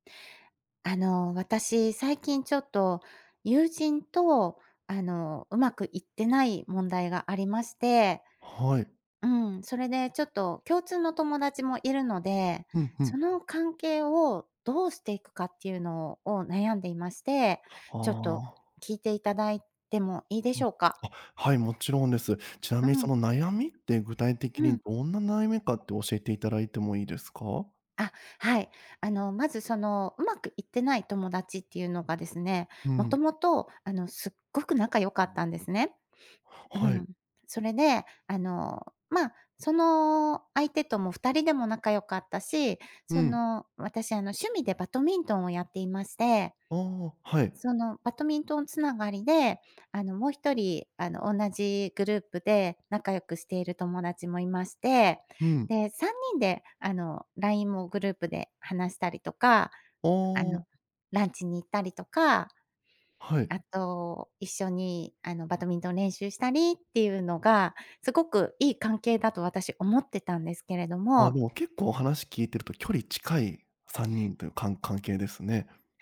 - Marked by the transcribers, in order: "バドミントン" said as "バトミントン"; "バドミントン" said as "バトミントン"; "バドミントン" said as "バトミントン"
- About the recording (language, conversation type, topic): Japanese, advice, 共通の友達との関係をどう保てばよいのでしょうか？